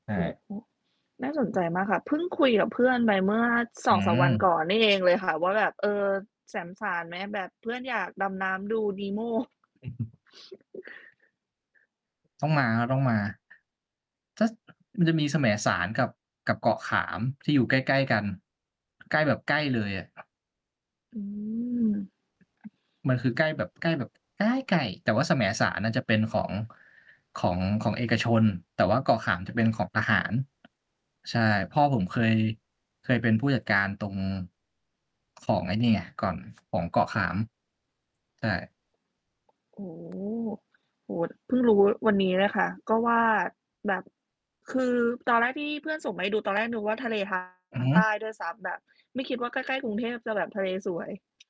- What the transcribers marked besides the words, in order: distorted speech; other background noise; chuckle; tapping
- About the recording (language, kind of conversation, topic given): Thai, unstructured, คุณชอบไปเที่ยวที่ไหนในเวลาว่าง?